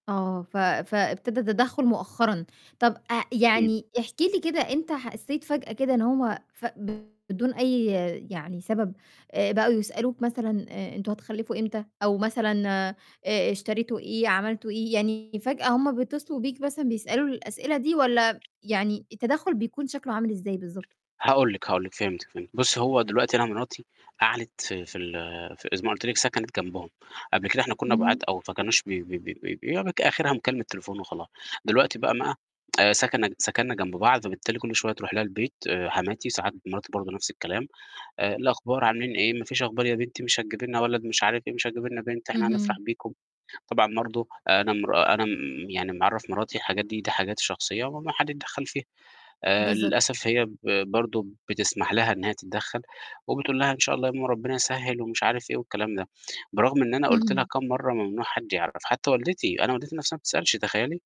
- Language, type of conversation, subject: Arabic, advice, إزاي أتعامل مع توتر مع أهل الزوج/الزوجة بسبب تدخلهم في اختيارات الأسرة؟
- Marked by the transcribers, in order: tapping; unintelligible speech; distorted speech